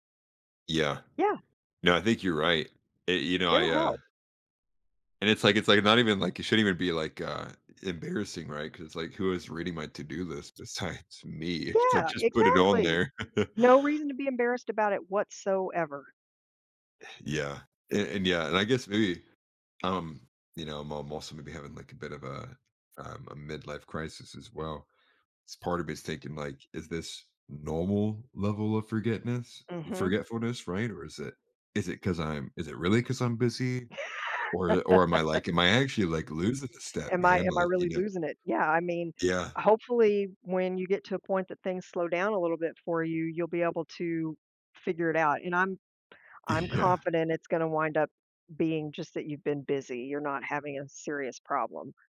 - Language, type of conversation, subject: English, advice, How can I repair my relationship and rebuild trust after breaking a promise?
- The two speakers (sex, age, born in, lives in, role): female, 55-59, United States, United States, advisor; male, 30-34, United States, United States, user
- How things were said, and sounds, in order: tapping; other background noise; laughing while speaking: "besides"; chuckle; exhale; laugh; laughing while speaking: "Yeah"